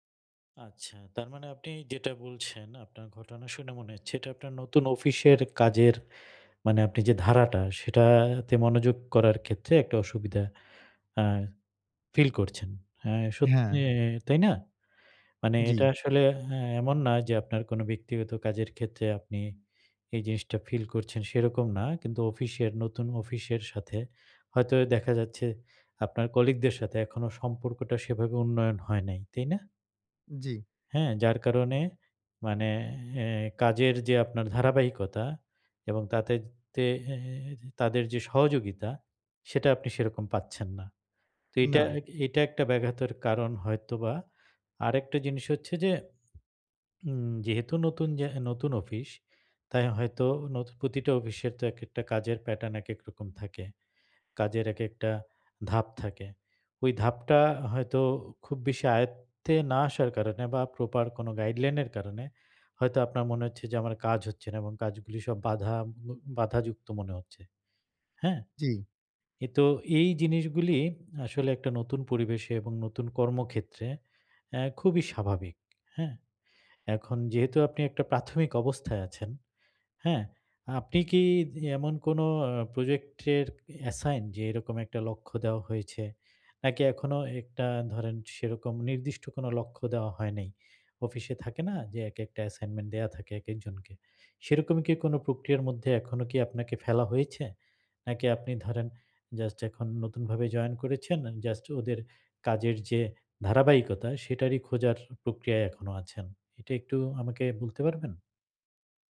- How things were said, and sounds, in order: tapping; in English: "প্রপার"; in English: "গাইডলাইন"; in English: "অ্যাসাইন?"
- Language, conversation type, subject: Bengali, advice, কাজের সময় কীভাবে বিভ্রান্তি কমিয়ে মনোযোগ বাড়ানো যায়?
- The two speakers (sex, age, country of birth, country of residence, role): male, 20-24, Bangladesh, Bangladesh, user; male, 45-49, Bangladesh, Bangladesh, advisor